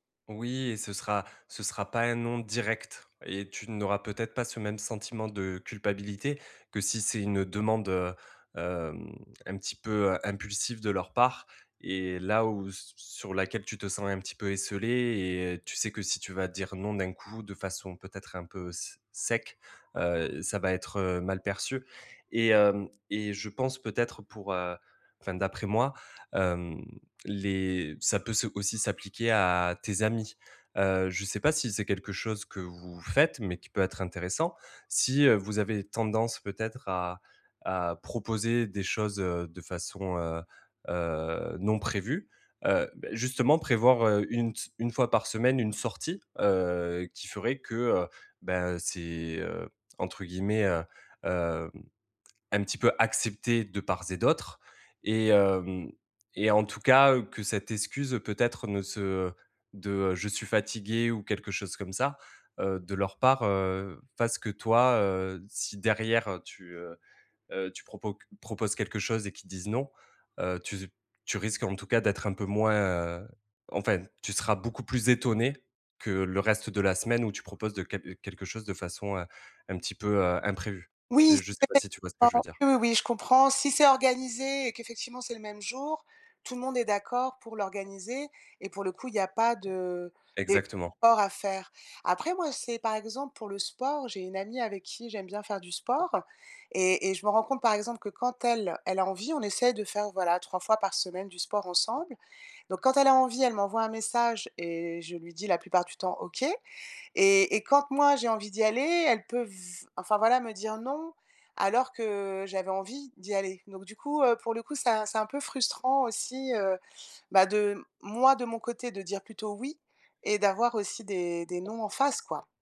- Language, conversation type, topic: French, advice, Pourquoi ai-je du mal à dire non aux demandes des autres ?
- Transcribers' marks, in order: unintelligible speech